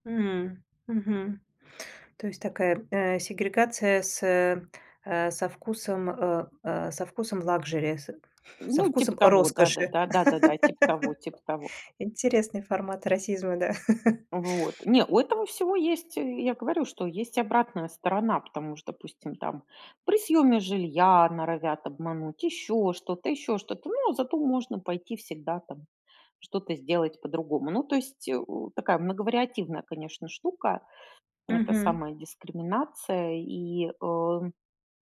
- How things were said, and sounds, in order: chuckle; laugh; tapping; chuckle
- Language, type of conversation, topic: Russian, podcast, Как ты привыкал к новой культуре?